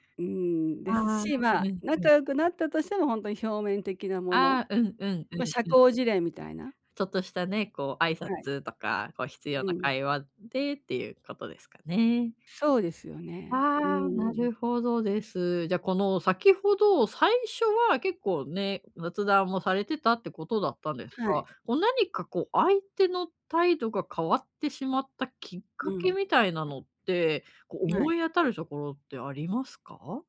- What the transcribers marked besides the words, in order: other noise
- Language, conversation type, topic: Japanese, advice, 批判を受けても自分らしさを保つにはどうすればいいですか？